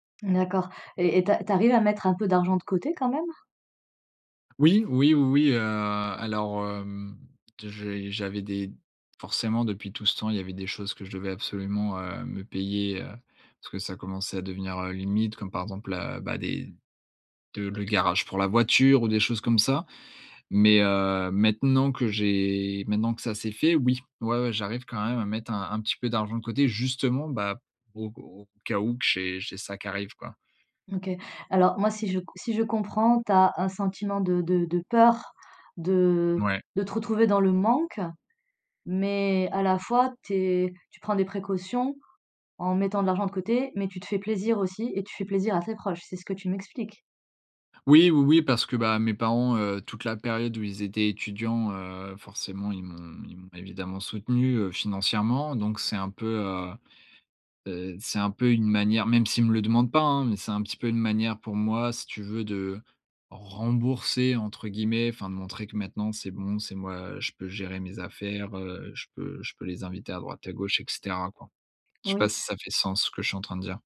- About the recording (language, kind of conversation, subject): French, advice, Comment gères-tu la culpabilité de dépenser pour toi après une période financière difficile ?
- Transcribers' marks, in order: stressed: "oui"; stressed: "justement"; stressed: "manque"; tapping; stressed: "rembourser"